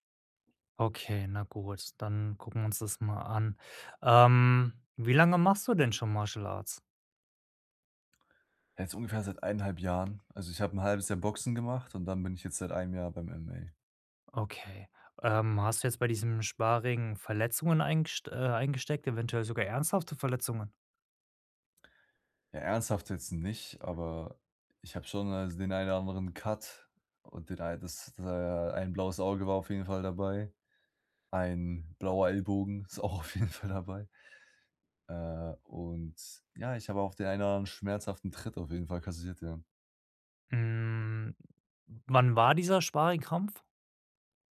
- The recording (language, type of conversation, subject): German, advice, Wie kann ich nach einem Rückschlag meine Motivation wiederfinden?
- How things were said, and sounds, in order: laughing while speaking: "auch auf jeden Fall dabei"; drawn out: "Hm"